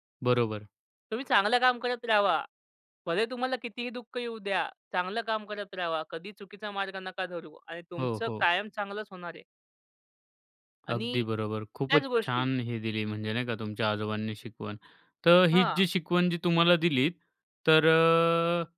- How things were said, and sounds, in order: none
- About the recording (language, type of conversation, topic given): Marathi, podcast, आजोबा-आजींच्या मार्गदर्शनाचा तुमच्यावर कसा प्रभाव पडला?